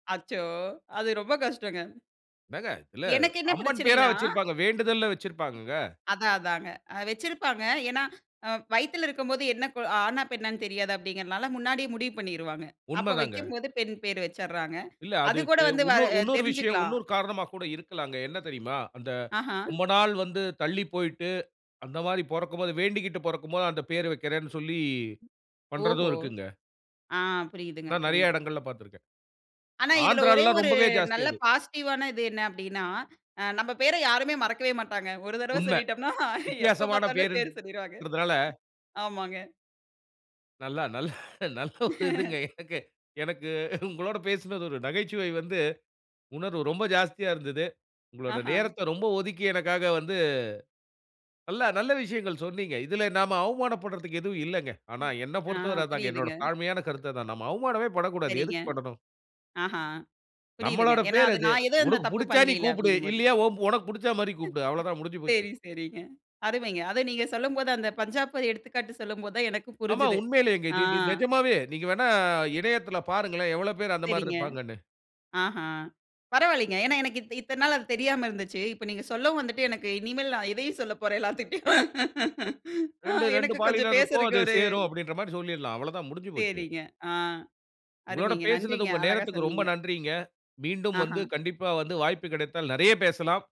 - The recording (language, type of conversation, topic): Tamil, podcast, உங்கள் பெயர் எப்படி வந்தது என்று அதன் பின்னணியைச் சொல்ல முடியுமா?
- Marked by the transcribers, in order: other noise; in English: "பாசிட்டிவ்வான"; laughing while speaking: "சொல்லிட்டோம்ன்னா, எப்போ பாத்தாலும் பேரு சொல்லிருவாங்க"; laughing while speaking: "நல்லா நல்ல ஒரு இதுங்க. எனக்கு எனக்கு உங்களோட பேசினது, ஒரு நகைச்சுவை வந்து"; laugh; laughing while speaking: "சேரி, சேரிங்க"; laughing while speaking: "எல்லாத்துட்டயும். அ எனக்கு கொஞ்சம் பேசுறக்கு ஒரு"